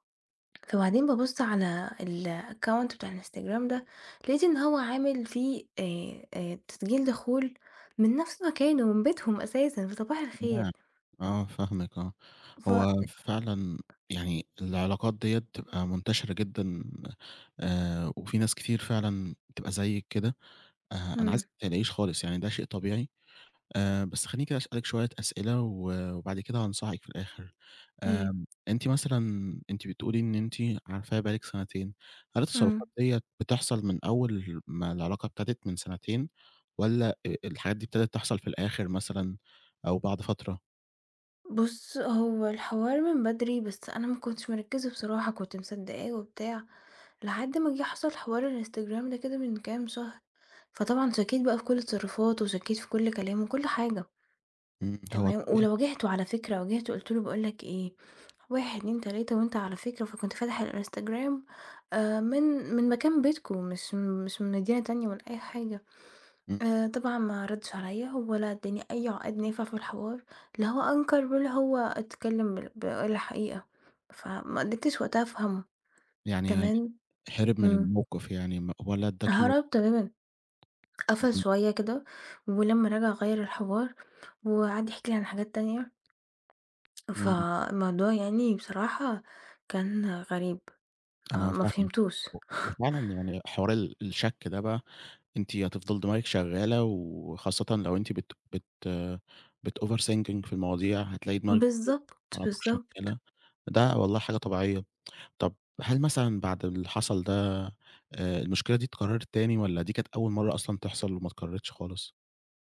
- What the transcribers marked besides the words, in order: in English: "الaccount"; unintelligible speech; tapping; unintelligible speech; scoff; in English: "بتoverthinking"; unintelligible speech; tsk
- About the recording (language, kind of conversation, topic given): Arabic, advice, إزاي أقرر أسيب ولا أكمل في علاقة بتأذيني؟